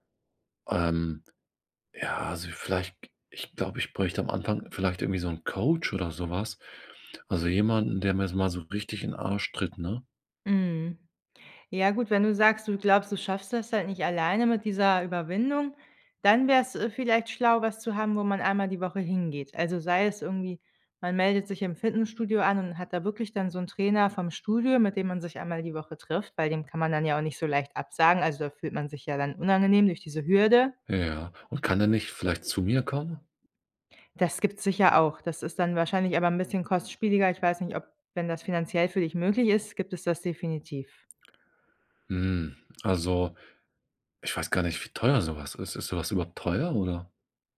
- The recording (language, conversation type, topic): German, advice, Warum fällt es mir schwer, regelmäßig Sport zu treiben oder mich zu bewegen?
- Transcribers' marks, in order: other background noise